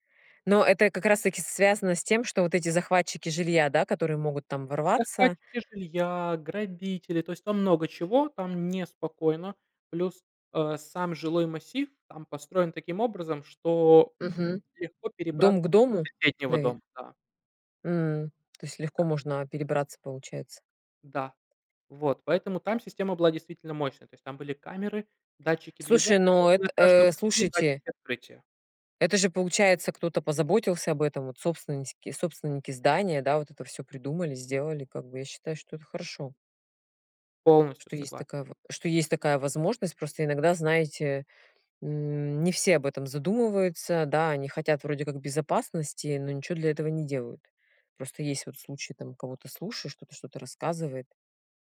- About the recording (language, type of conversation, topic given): Russian, unstructured, Как вы относитесь к идее умного дома?
- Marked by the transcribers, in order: tapping